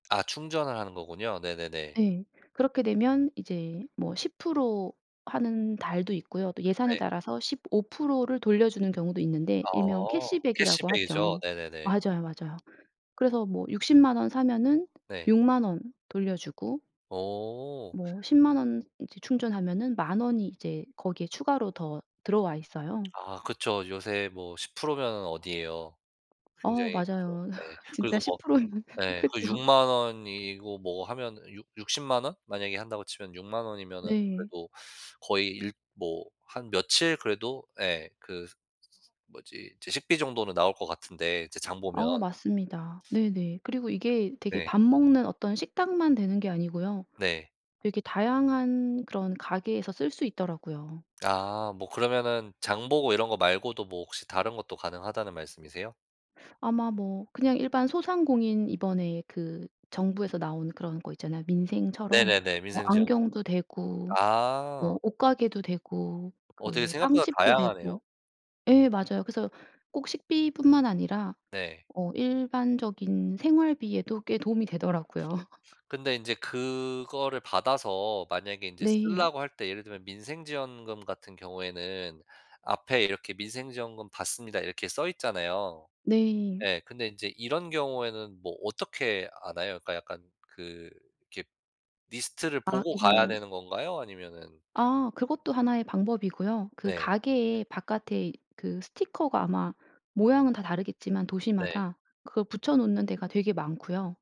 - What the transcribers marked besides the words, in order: other background noise; tapping; laugh; laughing while speaking: "진짜 십 프로 는 크죠"; laugh
- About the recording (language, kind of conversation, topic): Korean, podcast, 집에서 식비를 절약할 수 있는 실용적인 방법이 있나요?